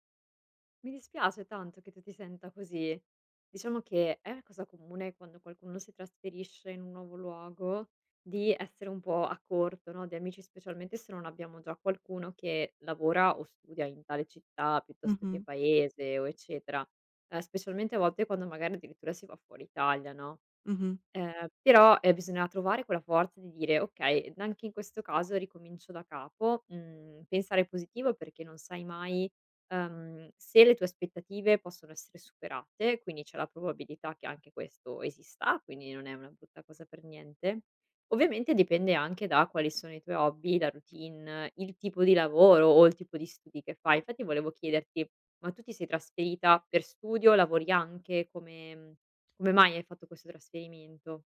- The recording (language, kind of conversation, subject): Italian, advice, Come posso fare nuove amicizie e affrontare la solitudine nella mia nuova città?
- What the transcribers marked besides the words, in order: tapping; other background noise